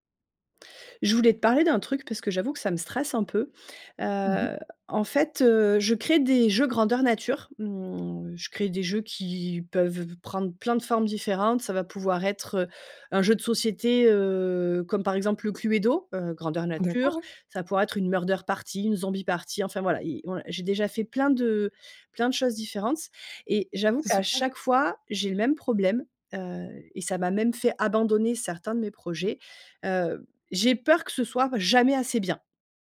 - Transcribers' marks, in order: drawn out: "heu"; in English: "murder party"; in English: "zombie party"
- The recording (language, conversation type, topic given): French, advice, Comment le perfectionnisme t’empêche-t-il de terminer tes projets créatifs ?